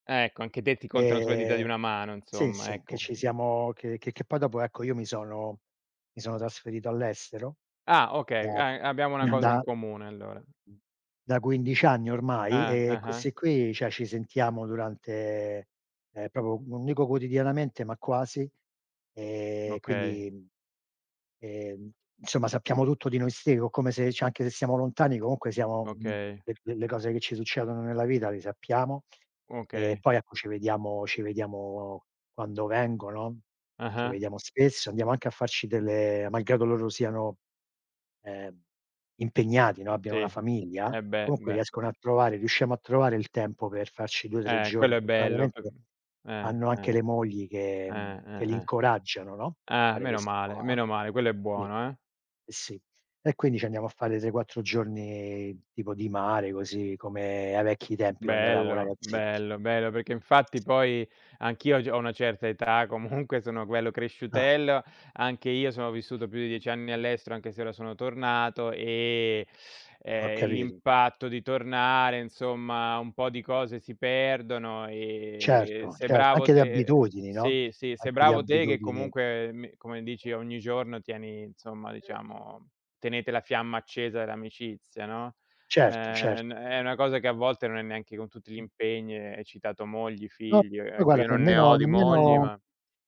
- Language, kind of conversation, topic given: Italian, unstructured, Qual è il valore dell’amicizia secondo te?
- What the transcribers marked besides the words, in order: "cioè" said as "ceh"; "proprio" said as "probo"; "cioé" said as "ceh"; tapping; "Sì" said as "ì"; "eravamo" said as "eramo"; other background noise; background speech; other noise; "guarda" said as "guara"